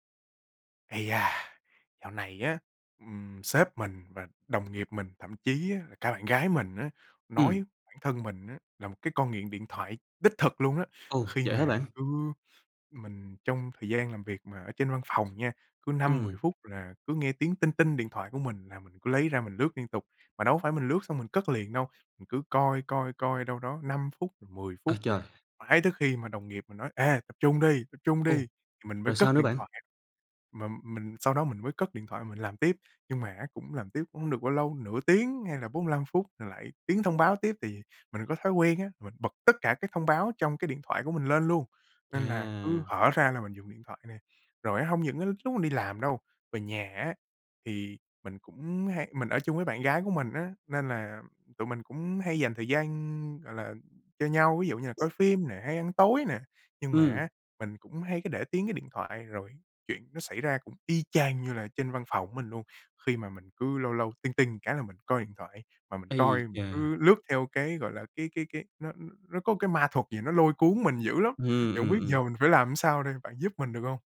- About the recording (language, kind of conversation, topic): Vietnamese, advice, Làm sao để tập trung khi liên tục nhận thông báo từ điện thoại và email?
- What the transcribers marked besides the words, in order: tapping; other background noise